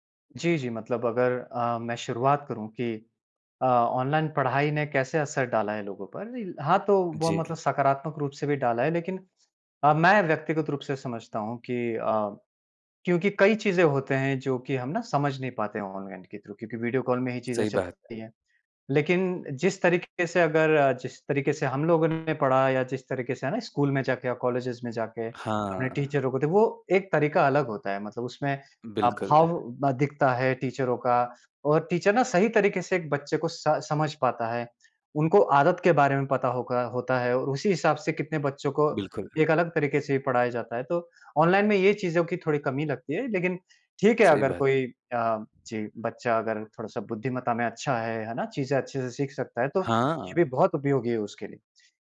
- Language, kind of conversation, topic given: Hindi, podcast, ऑनलाइन सीखने से आपकी पढ़ाई या कौशल में क्या बदलाव आया है?
- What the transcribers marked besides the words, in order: in English: "थ्रू"; in English: "कॉलेजेज़"; in English: "टीचर"